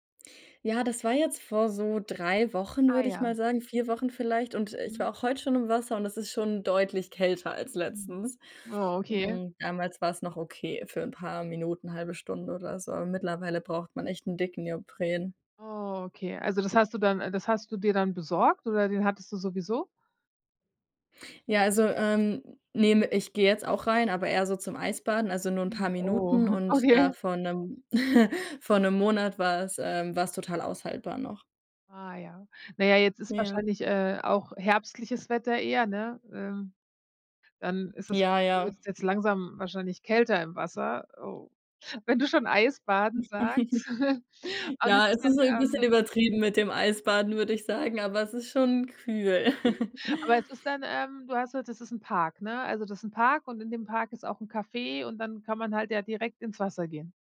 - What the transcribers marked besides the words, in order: drawn out: "Oh"; other background noise; chuckle; unintelligible speech; chuckle; chuckle
- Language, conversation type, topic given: German, podcast, Wie wichtig sind Cafés, Parks und Plätze für Begegnungen?